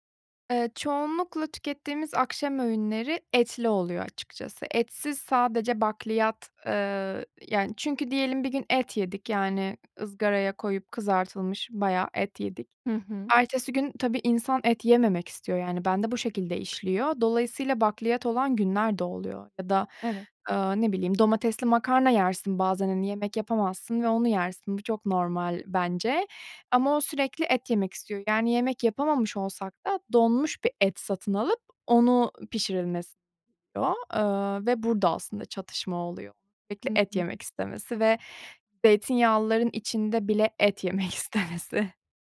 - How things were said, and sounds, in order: laughing while speaking: "istemesi"
- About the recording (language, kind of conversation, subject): Turkish, advice, Ailenizin ya da partnerinizin yeme alışkanlıklarıyla yaşadığınız çatışmayı nasıl yönetebilirsiniz?